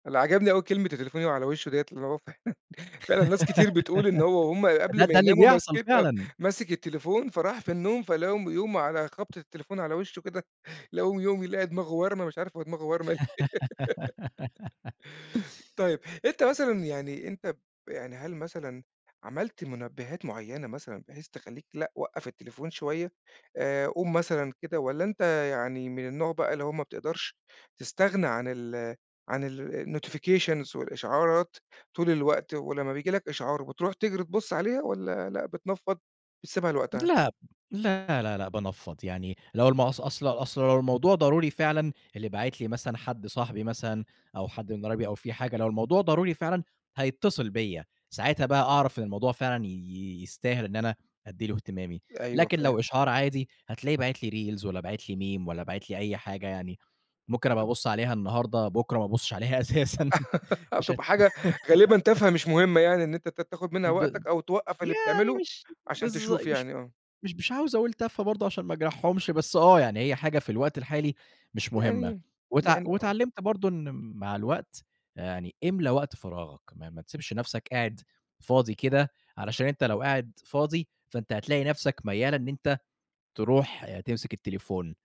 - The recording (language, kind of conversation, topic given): Arabic, podcast, إيه نصيحتك لحد حاسس إنه مدمن على تليفونه؟
- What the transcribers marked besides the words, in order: laugh; laughing while speaking: "اللي هو فعلًا"; laugh; chuckle; laugh; in English: "الnotifications"; in English: "reals"; in English: "Meme"; unintelligible speech; laugh; laughing while speaking: "عليها أساسًا"; laugh